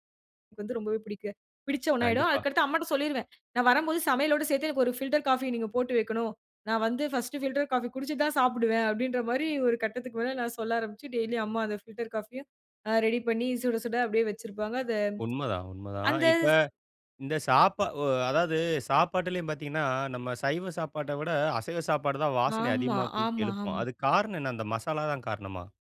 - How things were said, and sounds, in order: none
- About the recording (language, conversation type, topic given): Tamil, podcast, வீட்டில் பரவும் ருசிகரமான வாசனை உங்களுக்கு எவ்வளவு மகிழ்ச்சி தருகிறது?